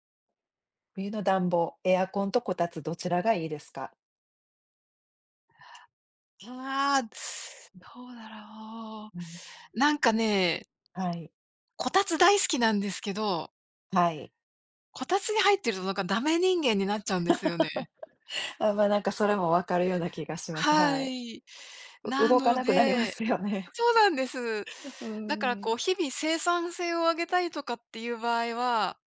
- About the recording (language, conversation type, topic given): Japanese, unstructured, 冬の暖房にはエアコンとこたつのどちらが良いですか？
- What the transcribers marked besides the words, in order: laugh; laughing while speaking: "なりますよね"